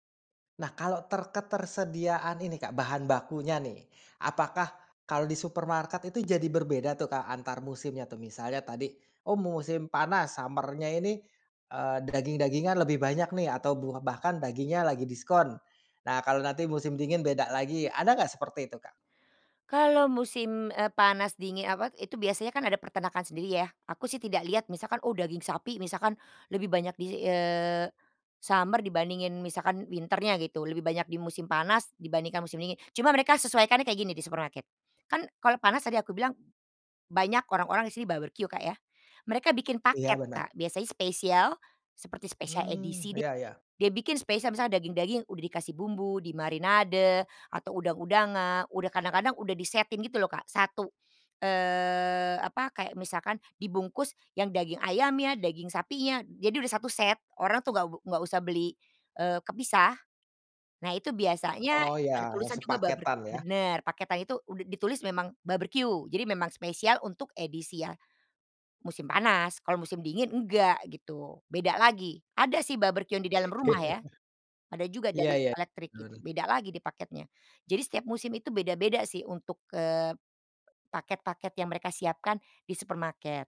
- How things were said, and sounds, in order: other background noise; in English: "summer-nya"; in English: "summer"; in English: "winter-nya"; drawn out: "eee"; laughing while speaking: "Oke"
- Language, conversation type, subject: Indonesian, podcast, Bagaimana musim memengaruhi makanan dan hasil panen di rumahmu?